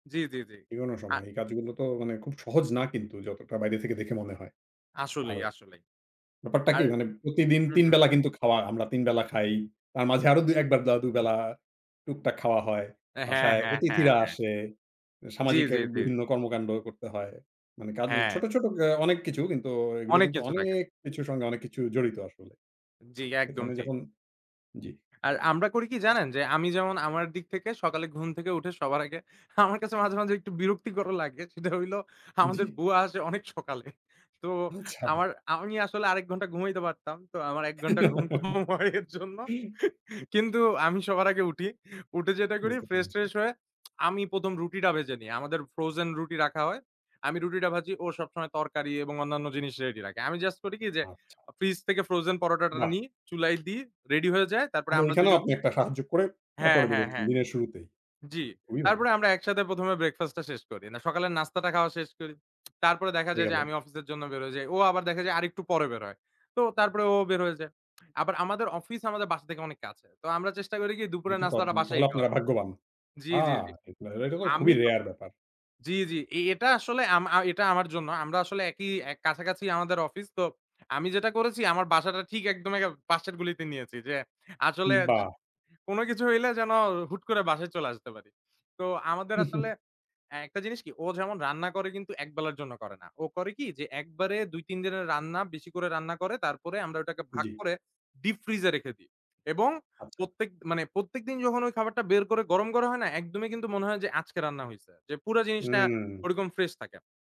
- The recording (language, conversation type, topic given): Bengali, podcast, বাড়ির কাজ ভাগ করে নেওয়ার আদর্শ নীতি কেমন হওয়া উচিত?
- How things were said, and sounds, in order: laughing while speaking: "অনেক"; unintelligible speech; laughing while speaking: "আমার কাছে"; tsk; laughing while speaking: "সেটা হইলো আমাদের বুয়া আসে অনেক সকালে"; giggle; laughing while speaking: "ঘুম কম হয় এর জন্য"; tapping; "দিনের" said as "বিনের"